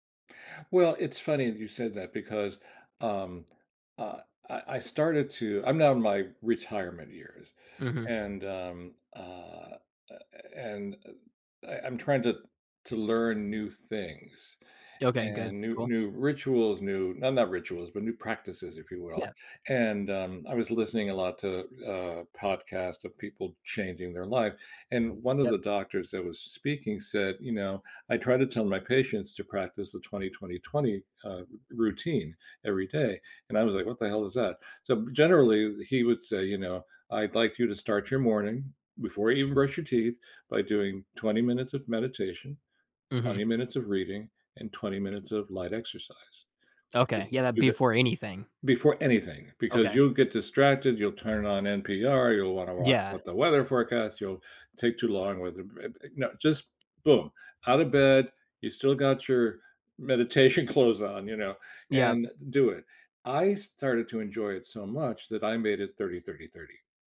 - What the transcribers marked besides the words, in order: other background noise; tapping; laughing while speaking: "clothes"
- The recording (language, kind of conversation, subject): English, unstructured, What did you never expect to enjoy doing every day?